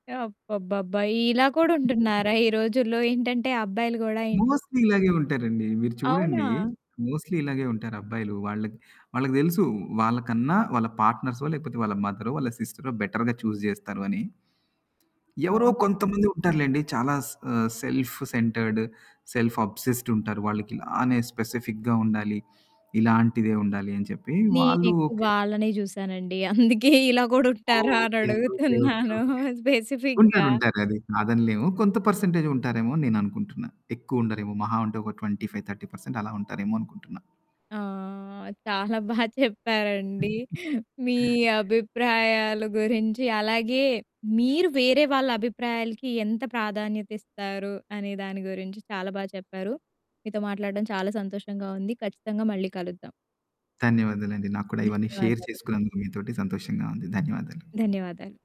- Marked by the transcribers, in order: other background noise; in English: "మోస్ట్‌లీ"; in English: "మోస్ట్‌లీ"; in English: "బెటర్‌గా చూజ్"; in English: "సెల్ఫ్ సెంటర్డ్, సెల్ఫ్ అబ్సెస్ట్"; in English: "స్పెసిఫిక్‌గా"; laughing while speaking: "అందుకే ఇలా గూడా ఉంటారా అని అడుగుతున్నాను స్పెసిఫిక్‌గా"; in English: "స్పెసిఫిక్‌గా"; in English: "ట్వెంటీ ఫైవ్ థర్టీ పర్సెంట్"; laughing while speaking: "చాలా బా చెప్పారండి"; chuckle; in English: "షేర్"; distorted speech
- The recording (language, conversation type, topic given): Telugu, podcast, మీరు దుస్తులు ఎంచుకునేటప్పుడు భార్య లేదా కుటుంబ సభ్యుల అభిప్రాయాన్ని పరిగణనలోకి తీసుకుంటారా?